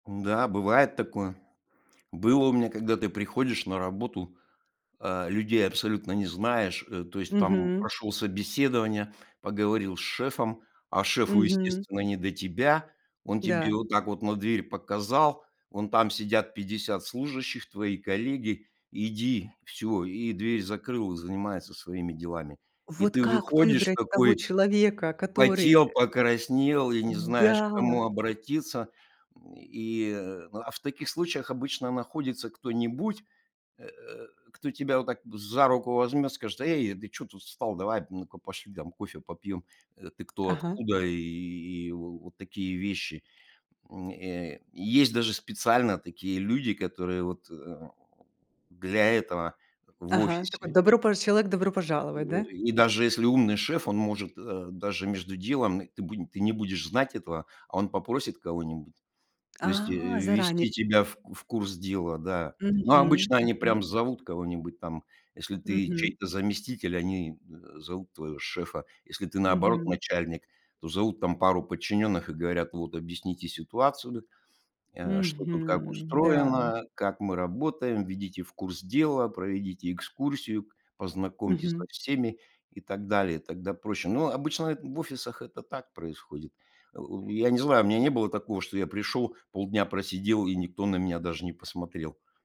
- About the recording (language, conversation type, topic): Russian, podcast, Как слушать человека так, чтобы он начинал раскрываться?
- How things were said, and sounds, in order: tapping; other noise; other background noise; drawn out: "А"; alarm